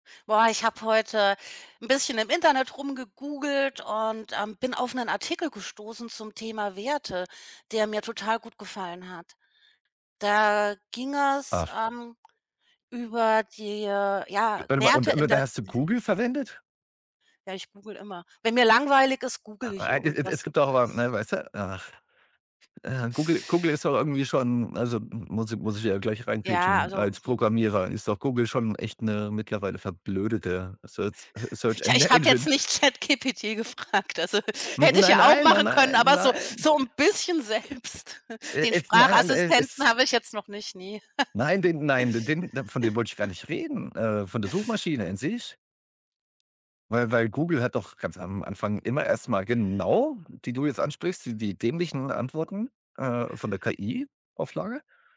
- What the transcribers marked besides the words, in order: unintelligible speech; unintelligible speech; other background noise; laughing while speaking: "gefragt, also"; laughing while speaking: "selbst"; snort; chuckle; snort
- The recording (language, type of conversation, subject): German, unstructured, Wann ist der richtige Zeitpunkt, für die eigenen Werte zu kämpfen?